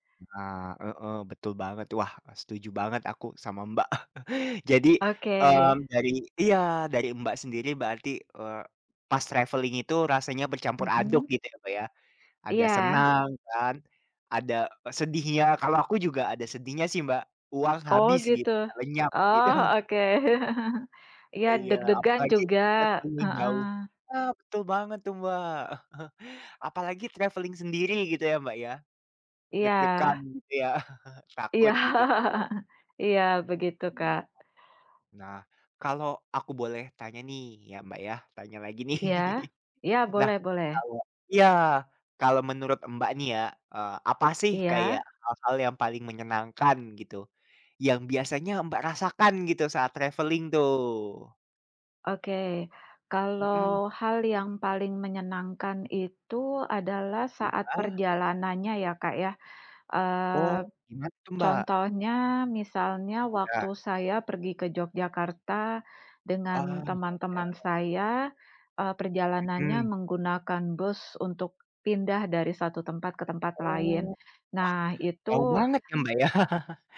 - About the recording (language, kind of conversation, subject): Indonesian, unstructured, Bagaimana bepergian bisa membuat kamu merasa lebih bahagia?
- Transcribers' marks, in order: chuckle; in English: "travelling"; chuckle; other background noise; laughing while speaking: "oke"; laughing while speaking: "gitu"; laugh; in English: "travelling"; chuckle; in English: "travelling"; chuckle; laughing while speaking: "Iya"; laughing while speaking: "nih"; chuckle; in English: "traveling"; laughing while speaking: "ya"; chuckle